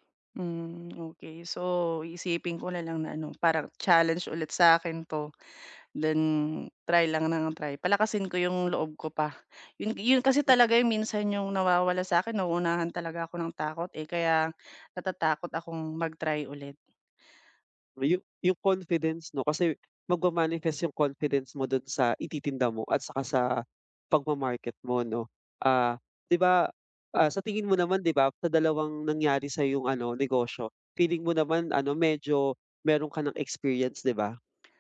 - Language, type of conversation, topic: Filipino, advice, Paano mo haharapin ang takot na magkamali o mabigo?
- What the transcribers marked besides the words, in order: tapping